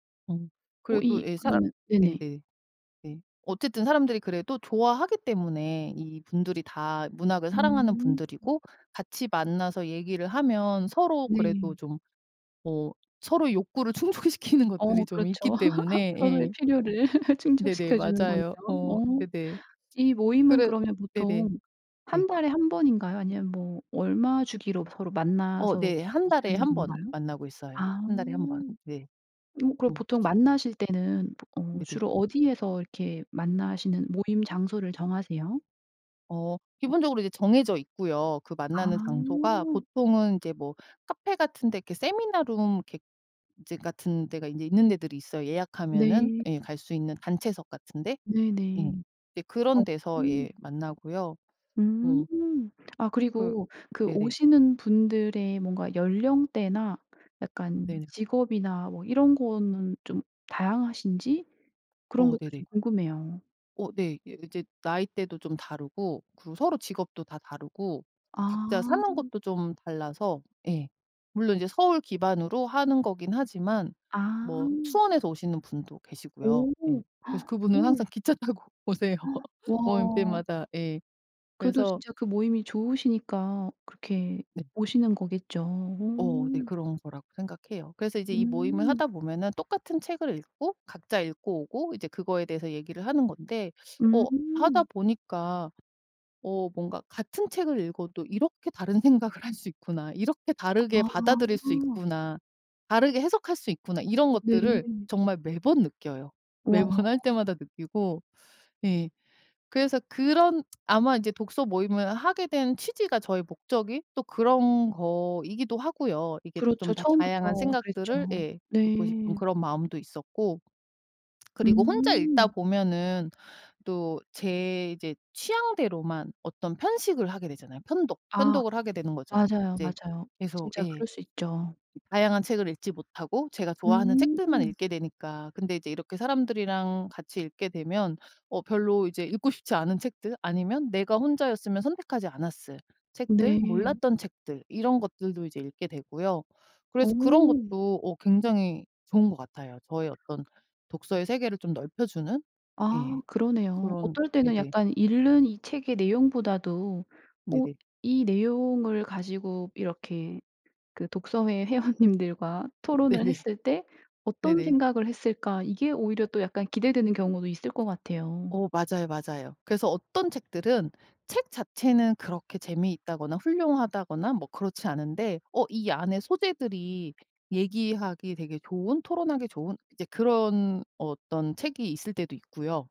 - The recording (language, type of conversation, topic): Korean, podcast, 취미를 통해 새로 만난 사람과의 이야기가 있나요?
- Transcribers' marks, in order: other background noise; tapping; laughing while speaking: "충족시키는"; laugh; gasp; laughing while speaking: "기차 타고 오세요"; gasp; laugh; laughing while speaking: "할 때마다"; laughing while speaking: "회원님들과"; laughing while speaking: "네네"